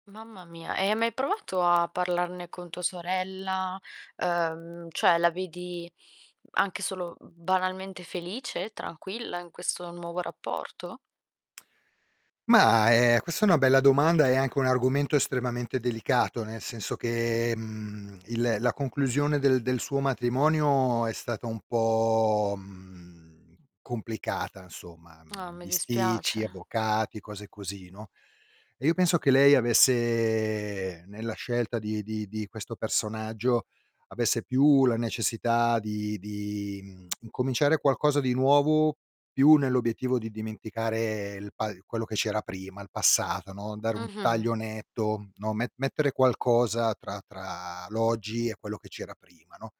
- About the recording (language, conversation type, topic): Italian, advice, Com’è stata la tua esperienza nell’accogliere nuovi membri in famiglia dopo il matrimonio o l’inizio della convivenza?
- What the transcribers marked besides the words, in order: distorted speech; tapping; drawn out: "po'"; drawn out: "avesse"; lip smack